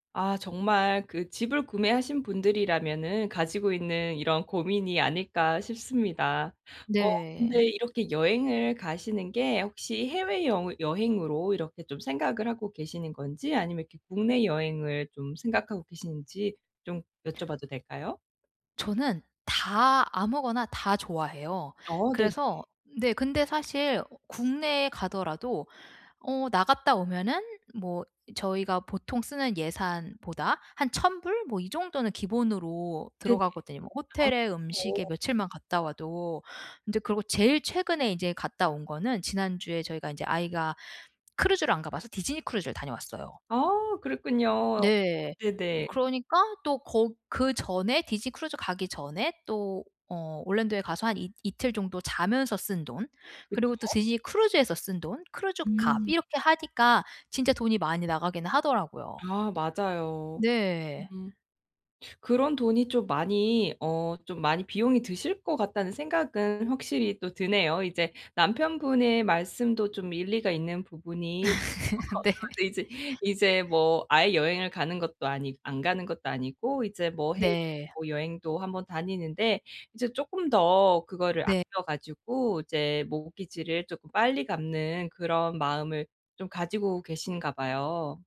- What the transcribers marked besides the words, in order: laugh; laughing while speaking: "네"; laugh; in English: "mortgage를"
- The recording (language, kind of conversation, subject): Korean, advice, 장기 목표보다 즉시 만족을 선택하는 습관을 어떻게 고칠 수 있을까요?